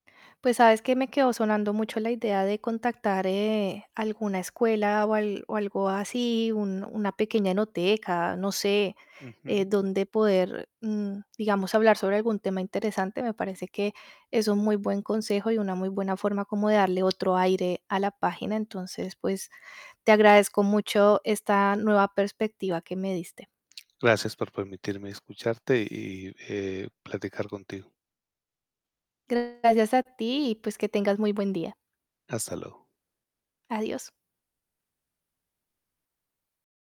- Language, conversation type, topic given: Spanish, advice, ¿Cómo puedo dejar de compararme con los demás y recuperar el sentido de mi vida?
- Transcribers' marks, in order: tapping; distorted speech